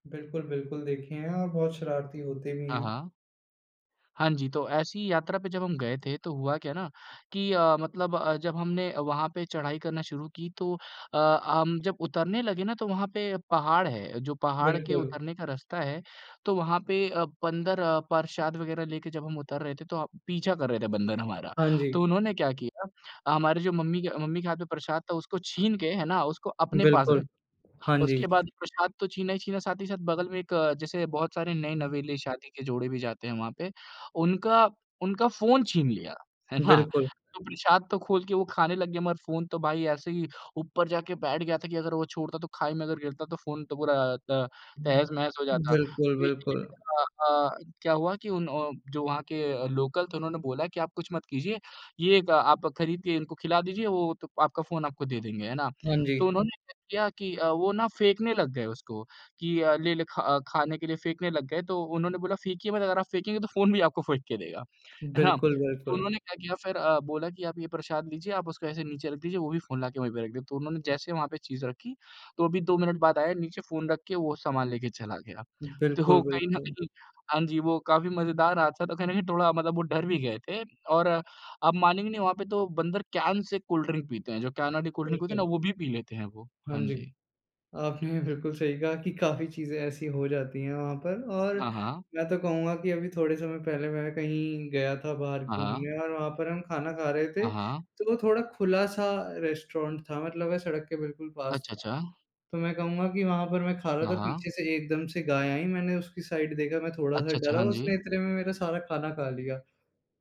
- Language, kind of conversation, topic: Hindi, unstructured, यात्रा के दौरान आपका सबसे मजेदार अनुभव क्या रहा है?
- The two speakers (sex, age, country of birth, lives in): male, 18-19, India, India; male, 20-24, India, India
- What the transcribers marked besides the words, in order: tapping; other background noise; in English: "लोकल"; in English: "कैन"; in English: "कोल्ड ड्रिंक"; in English: "कैन"; in English: "कोल्ड ड्रिंक"; laughing while speaking: "बिल्कुल सही कहा कि काफ़ी चीज़ें ऐसी हो जाती है"; in English: "रेस्टोरेंट"; in English: "साइड"